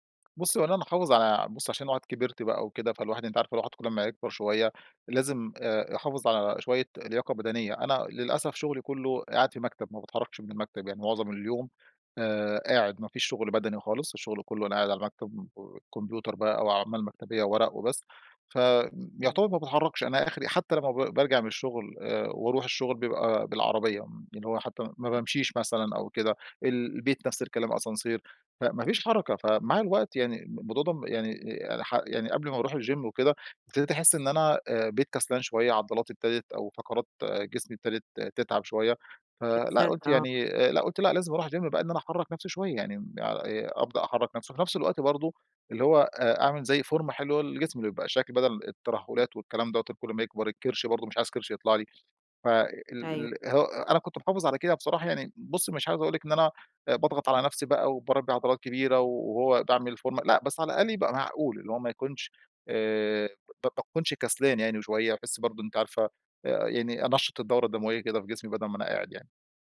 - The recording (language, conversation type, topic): Arabic, advice, إزاي أقدر أوازن بين التمرين والشغل ومسؤوليات البيت؟
- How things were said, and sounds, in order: tapping; other background noise; in English: "الgym"; unintelligible speech; in English: "الgym"; in English: "فورمة"